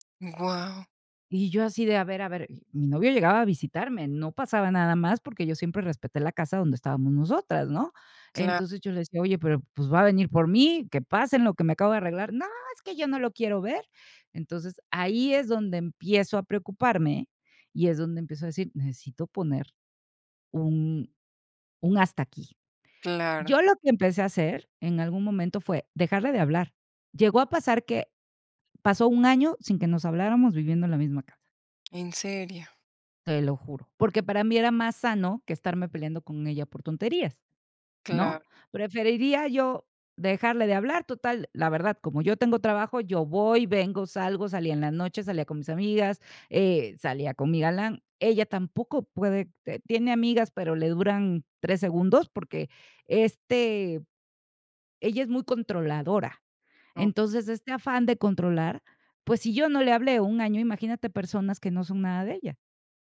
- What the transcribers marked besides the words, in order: none
- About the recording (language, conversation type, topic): Spanish, advice, ¿Cómo puedo establecer límites emocionales con mi familia o mi pareja?